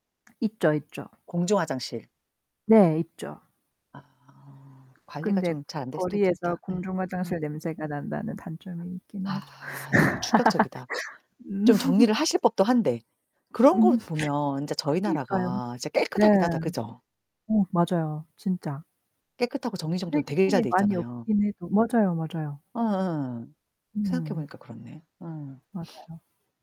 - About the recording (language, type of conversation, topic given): Korean, unstructured, 가장 실망했던 여행지는 어디였나요?
- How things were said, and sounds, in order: static; tapping; other background noise; laugh; laughing while speaking: "음"; laugh; distorted speech; sniff